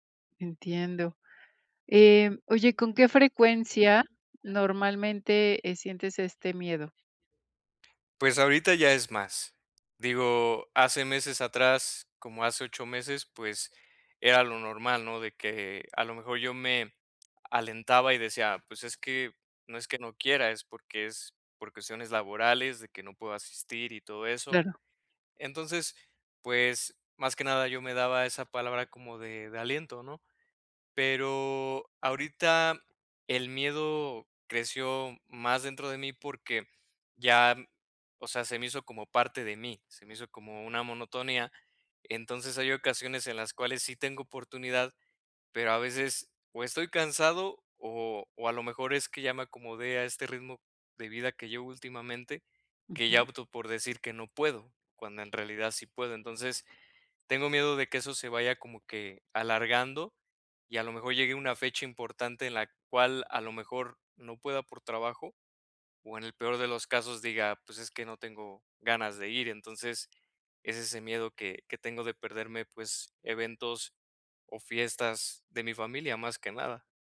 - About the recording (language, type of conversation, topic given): Spanish, advice, ¿Cómo puedo dejar de tener miedo a perderme eventos sociales?
- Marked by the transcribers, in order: other background noise